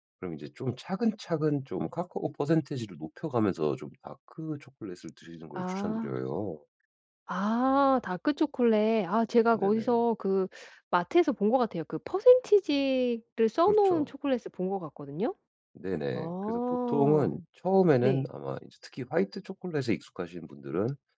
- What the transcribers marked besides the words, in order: tapping; other background noise
- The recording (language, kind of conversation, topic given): Korean, advice, 건강한 간식 선택